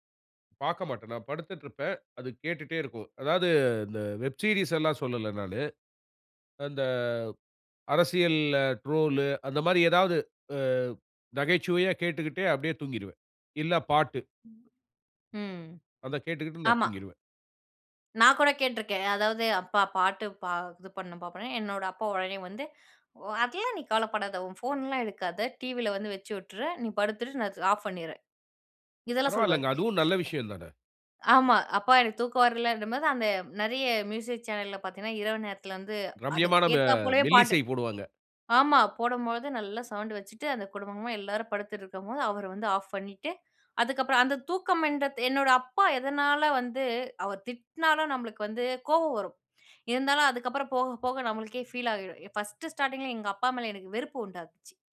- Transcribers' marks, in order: in English: "வெப் சீரியஸ்"; laugh
- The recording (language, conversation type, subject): Tamil, podcast, நள்ளிரவிலும் குடும்ப நேரத்திலும் நீங்கள் தொலைபேசியை ஓரமாக வைத்து விடுவீர்களா, இல்லையெனில் ஏன்?